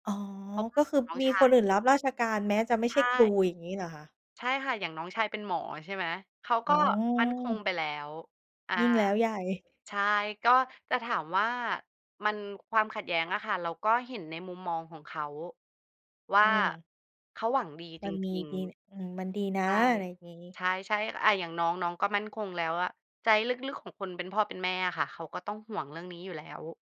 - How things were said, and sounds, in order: none
- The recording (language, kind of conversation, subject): Thai, podcast, ควรทำอย่างไรเมื่อความคาดหวังของคนในครอบครัวไม่ตรงกัน?
- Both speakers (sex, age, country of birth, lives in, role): female, 30-34, Thailand, Thailand, host; female, 35-39, Thailand, Thailand, guest